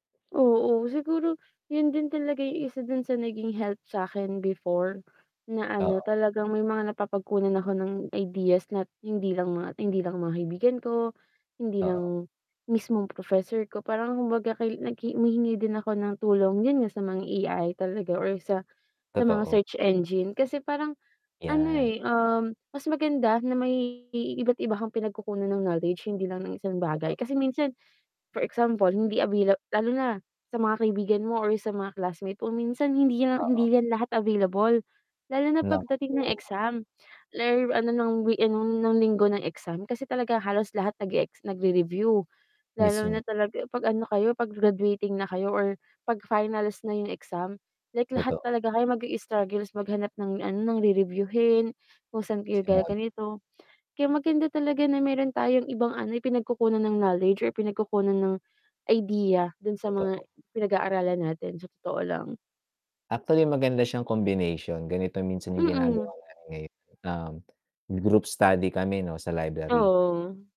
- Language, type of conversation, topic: Filipino, unstructured, Ano ang pinakamalaking hamon mo sa pag-aaral?
- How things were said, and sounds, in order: static; distorted speech; "mag-i-struggle" said as "mag-i-struggles"